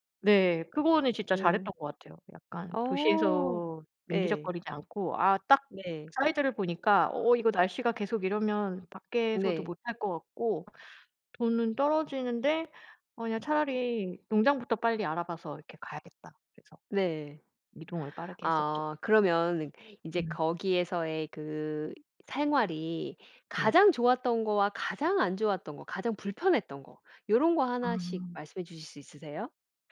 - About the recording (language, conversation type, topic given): Korean, podcast, 용기를 냈던 경험을 하나 들려주실 수 있나요?
- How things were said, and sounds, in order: tapping